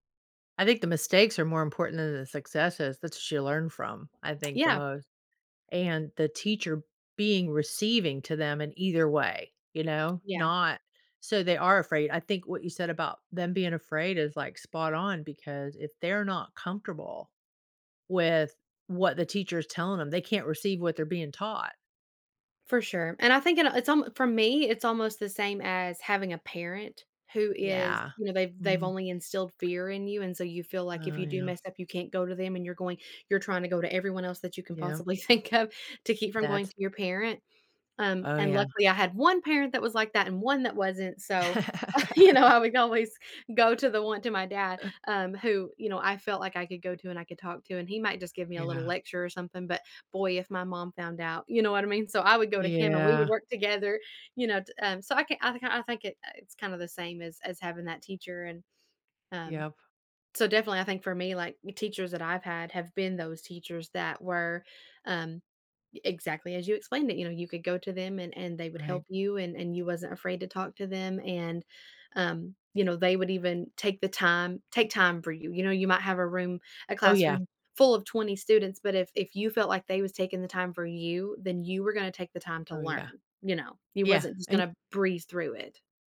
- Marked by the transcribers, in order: tapping; laughing while speaking: "think of"; laugh; laughing while speaking: "you know, I would always"; drawn out: "Yeah"
- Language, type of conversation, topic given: English, unstructured, What makes a good teacher in your opinion?
- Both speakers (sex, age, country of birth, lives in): female, 30-34, United States, United States; female, 60-64, United States, United States